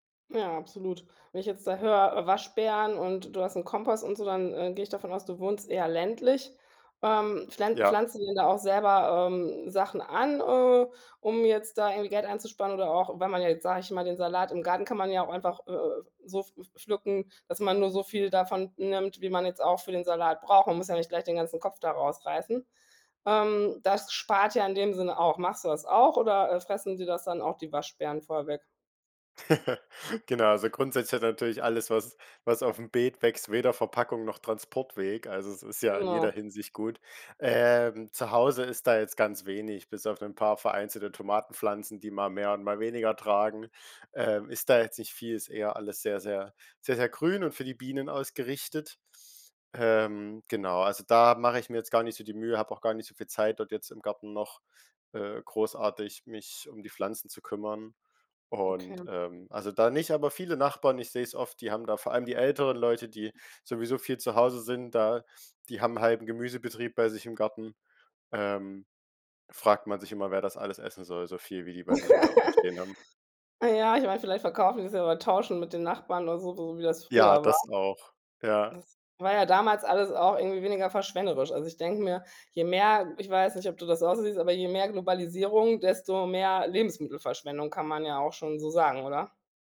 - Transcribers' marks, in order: giggle; laugh; other background noise
- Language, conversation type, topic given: German, podcast, Wie kann man Lebensmittelverschwendung sinnvoll reduzieren?